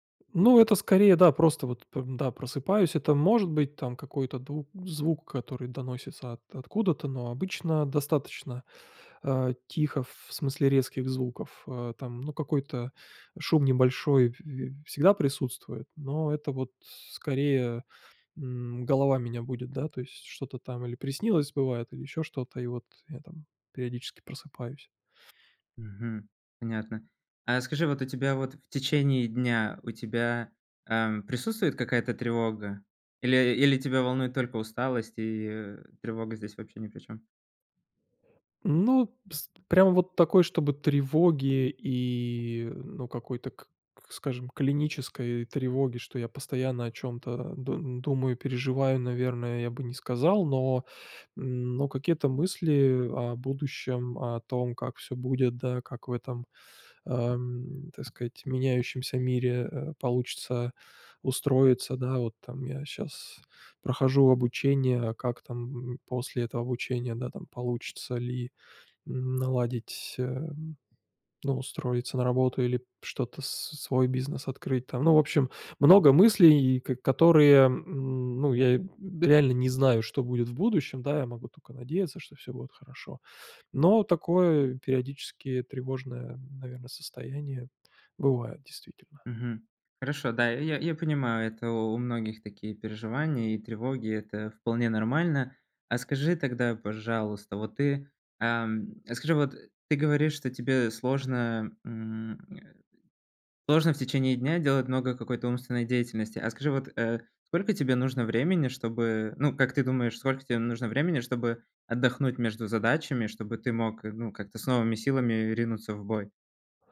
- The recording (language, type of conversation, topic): Russian, advice, Как быстро снизить умственную усталость и восстановить внимание?
- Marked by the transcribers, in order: other background noise